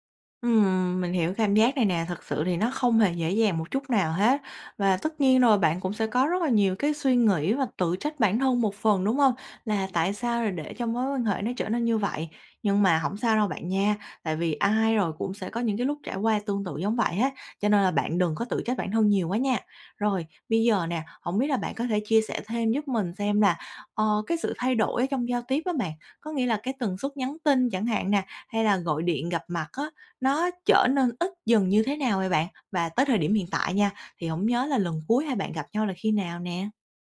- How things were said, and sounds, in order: other background noise; tapping
- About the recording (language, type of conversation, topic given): Vietnamese, advice, Vì sao tôi cảm thấy bị bỏ rơi khi bạn thân dần xa lánh?